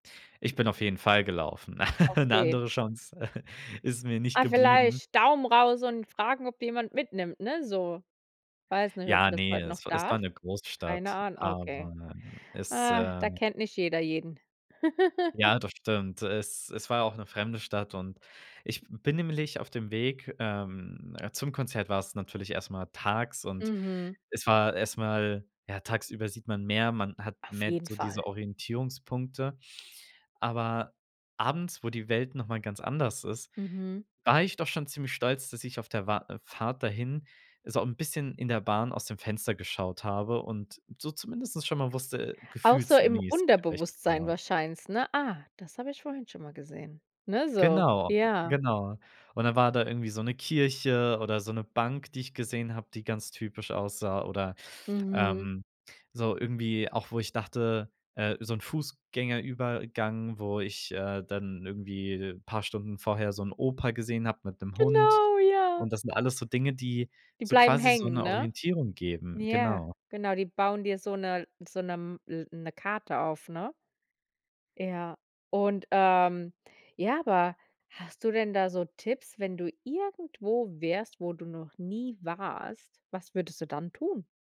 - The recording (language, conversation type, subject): German, podcast, Wie findest du dich ohne Handy zurecht?
- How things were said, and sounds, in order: laugh; chuckle; laugh; "zumindest" said as "zumindestens"; unintelligible speech; put-on voice: "Ah, das habe ich vorhin schon mal gesehen"; other background noise; joyful: "Genau. Ja"; stressed: "irgendwo"